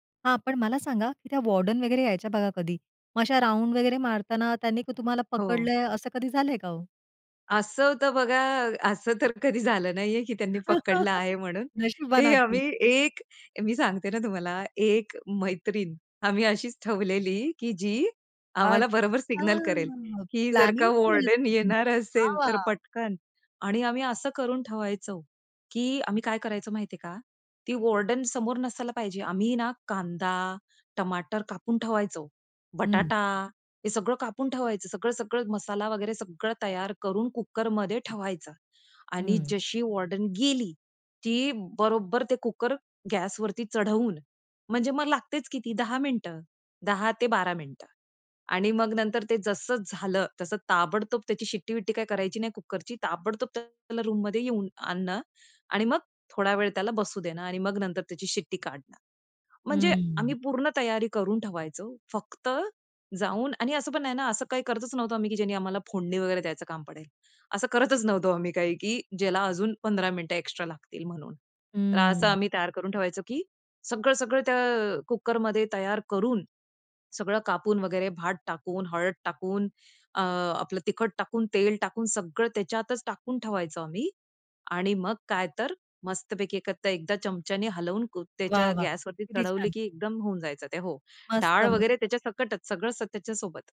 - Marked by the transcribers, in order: in English: "राउंड"; laughing while speaking: "असं तर कधी झालं नाही … असेल तर पटकन"; laugh; drawn out: "अच्छा"
- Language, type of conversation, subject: Marathi, podcast, परकं ठिकाण घरासारखं कसं बनवलंस?